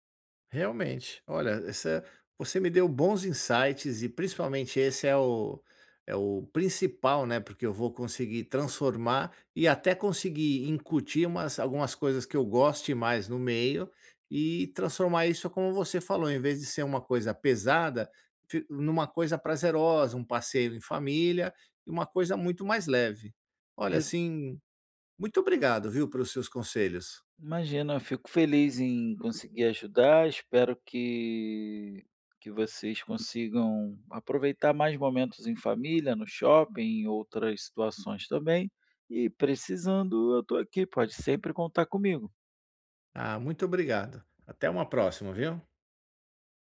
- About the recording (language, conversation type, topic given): Portuguese, advice, Como posso encontrar roupas que me sirvam bem e combinem comigo?
- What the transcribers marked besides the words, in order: in English: "insights"